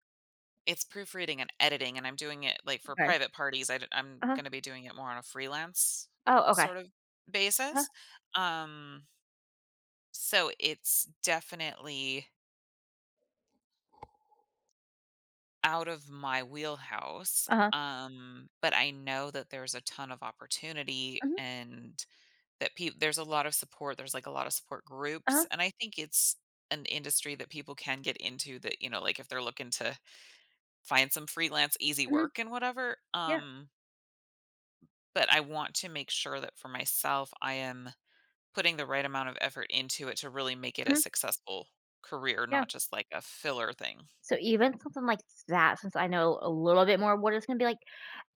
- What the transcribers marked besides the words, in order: other background noise
- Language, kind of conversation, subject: English, advice, How should I prepare for a major life change?